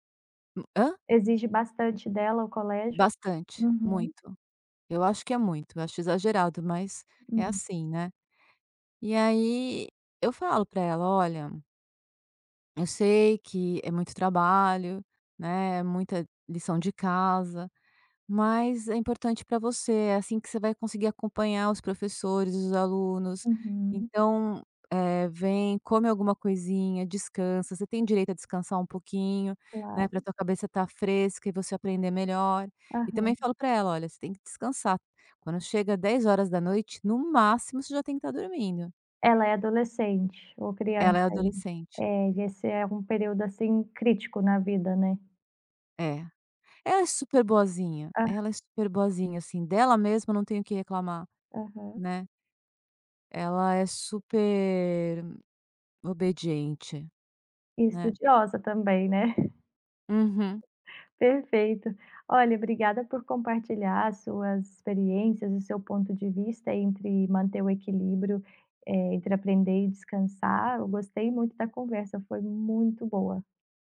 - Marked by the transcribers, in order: chuckle; tapping
- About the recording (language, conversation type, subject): Portuguese, podcast, Como você mantém equilíbrio entre aprender e descansar?